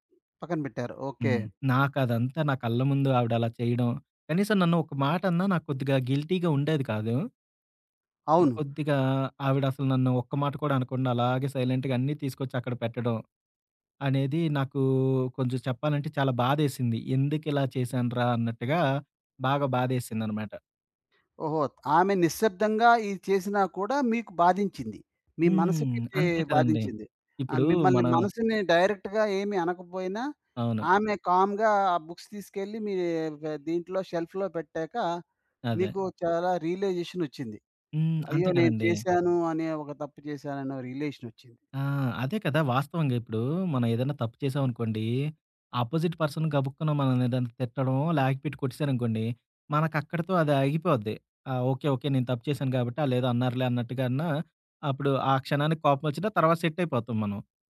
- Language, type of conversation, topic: Telugu, podcast, ప్రేరణ లేకపోతే మీరు దాన్ని ఎలా తెచ్చుకుంటారు?
- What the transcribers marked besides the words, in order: other background noise; tapping; in English: "గిల్టీగా"; in English: "సైలెంట్‌గా"; in English: "డైరెక్ట్‌గా"; in English: "కామ్‌గా"; in English: "బుక్స్"; in English: "షెల్ఫ్‌లో"; in English: "ఆపోజిట్ పర్సన్"; in English: "సెట్"